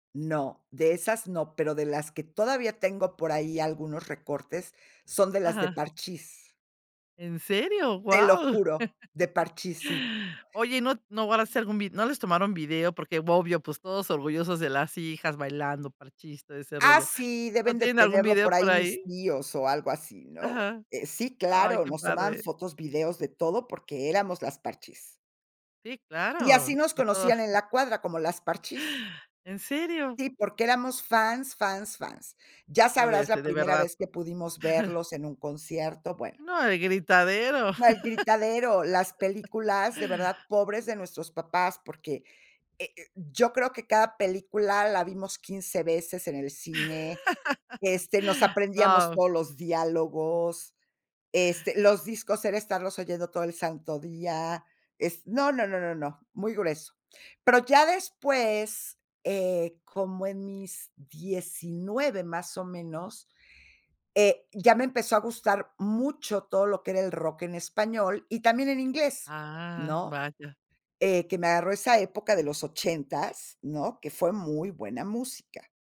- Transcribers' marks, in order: laugh; other noise; chuckle; chuckle; tapping; laugh; laugh
- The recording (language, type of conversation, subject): Spanish, podcast, ¿Qué objeto físico, como un casete o una revista, significó mucho para ti?